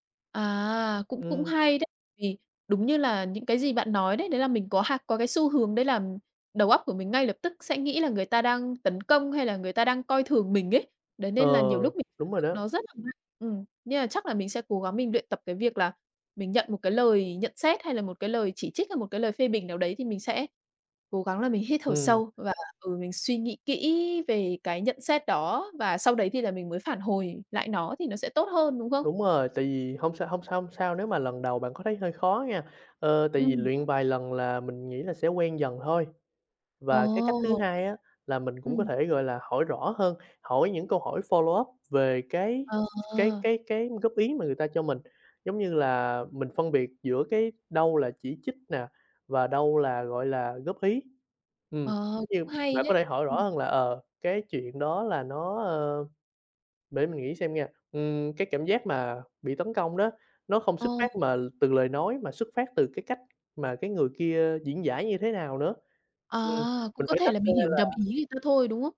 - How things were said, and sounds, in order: tapping; other background noise; unintelligible speech; in English: "follow up"
- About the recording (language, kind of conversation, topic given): Vietnamese, advice, Làm sao để tiếp nhận lời chỉ trích mà không phản ứng quá mạnh?